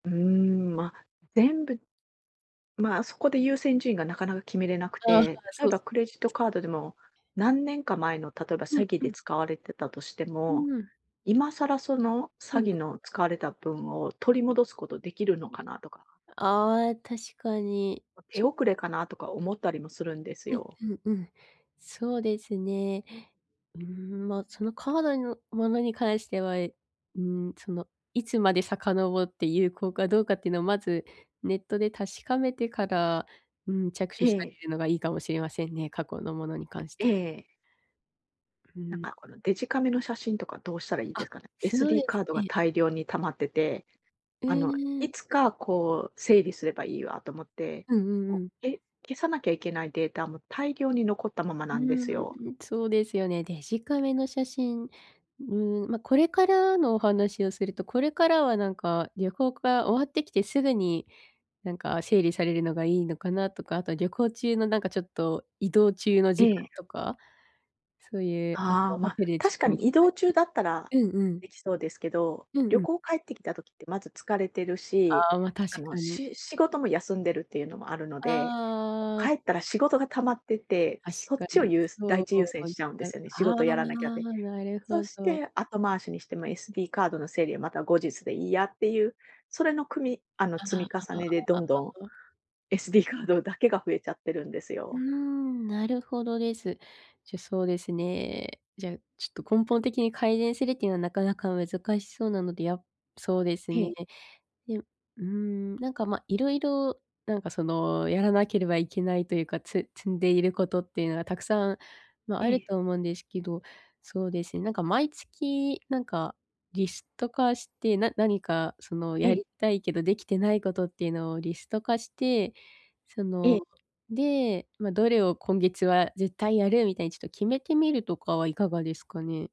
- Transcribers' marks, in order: other background noise; unintelligible speech; drawn out: "ああ"; tapping; unintelligible speech
- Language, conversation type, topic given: Japanese, advice, どうやって優先順位を決めて実行に移せばよいですか？